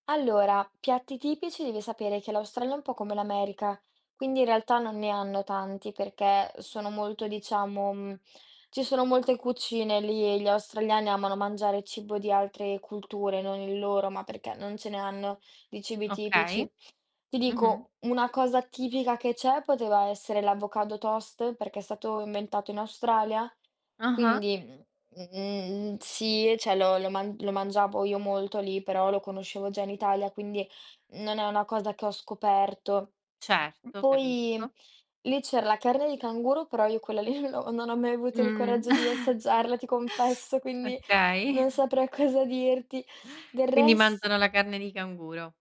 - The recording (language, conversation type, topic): Italian, podcast, Qual è la cosa più strana che hai mangiato all’estero?
- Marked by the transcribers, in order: "cioè" said as "ceh"; laughing while speaking: "lì"; chuckle; other background noise; chuckle